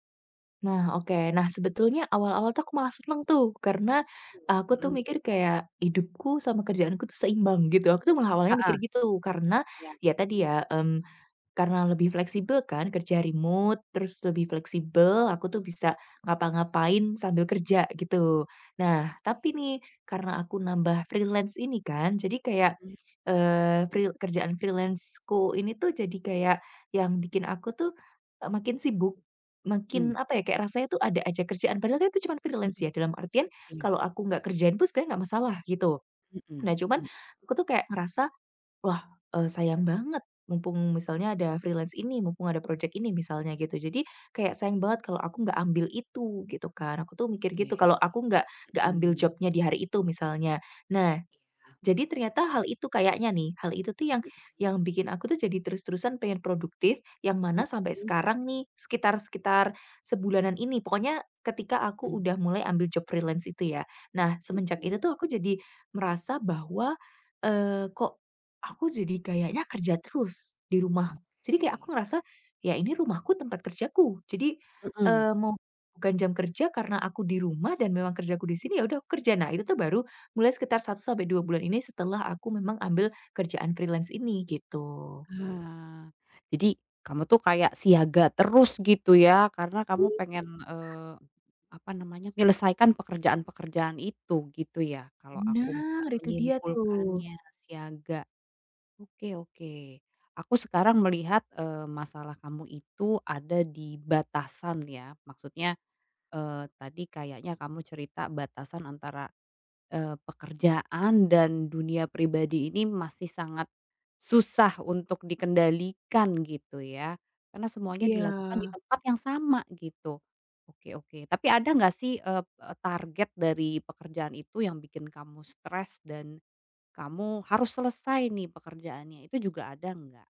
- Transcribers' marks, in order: in English: "freelance"; in English: "freelance-ku"; other background noise; in English: "freelance"; in English: "freelance"; in English: "project"; in English: "job-nya"; in English: "job freelance"; in English: "freelance"
- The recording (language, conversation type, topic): Indonesian, advice, Bagaimana cara menyeimbangkan tuntutan startup dengan kehidupan pribadi dan keluarga?